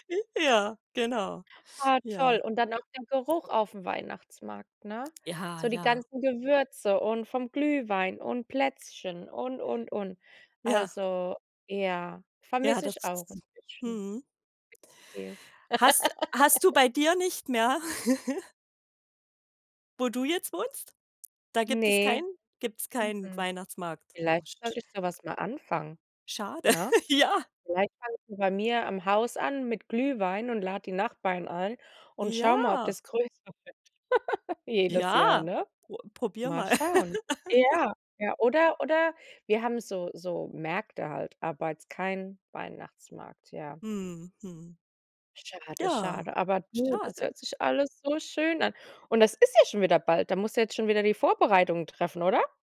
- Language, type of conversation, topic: German, podcast, Wie werden Feiertage und Traditionen in Familien weitergegeben?
- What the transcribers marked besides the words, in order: other background noise; laugh; chuckle; laughing while speaking: "ja"; laugh; laugh